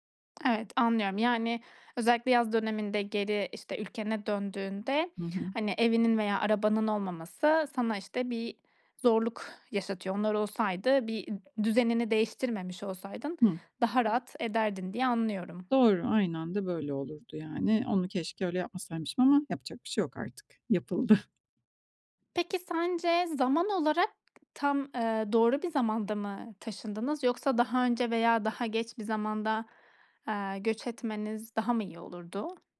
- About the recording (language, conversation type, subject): Turkish, podcast, Değişim için en cesur adımı nasıl attın?
- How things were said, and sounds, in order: other background noise; laughing while speaking: "Yapıldı"